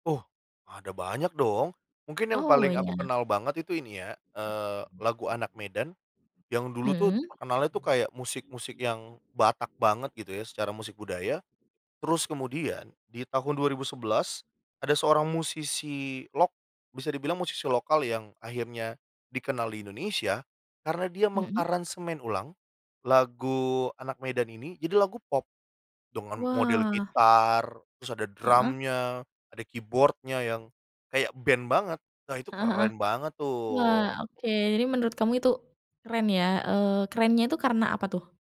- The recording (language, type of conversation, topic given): Indonesian, podcast, Apa pendapatmu tentang lagu daerah yang diaransemen ulang menjadi lagu pop?
- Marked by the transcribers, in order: drawn out: "Wah"